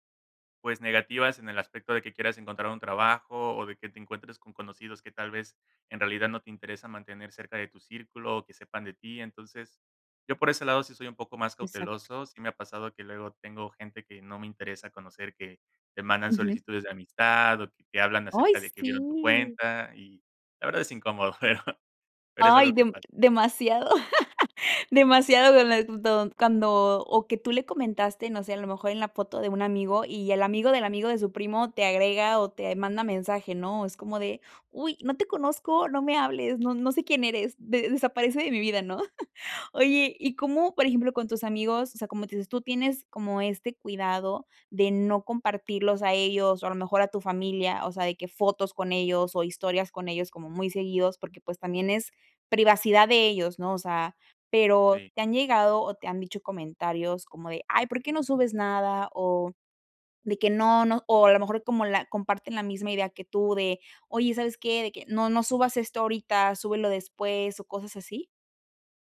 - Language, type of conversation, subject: Spanish, podcast, ¿Qué límites pones entre tu vida en línea y la presencial?
- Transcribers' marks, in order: laughing while speaking: "pero"; other background noise; laugh; chuckle